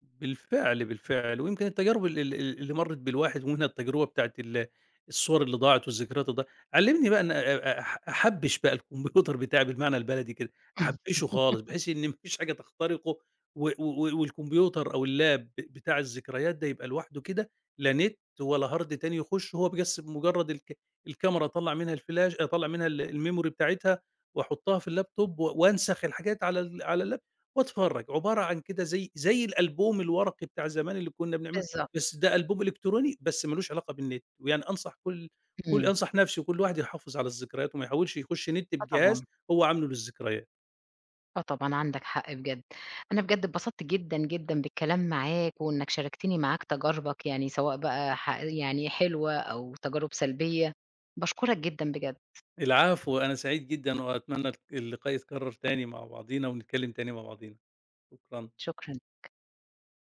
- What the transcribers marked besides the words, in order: laugh; in English: "الLap"; in English: "Hard"; in English: "الmemory"; in English: "الLaptop"; in English: "الLap"
- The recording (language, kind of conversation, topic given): Arabic, podcast, إزاي شايف تأثير التكنولوجيا على ذكرياتنا وعلاقاتنا العائلية؟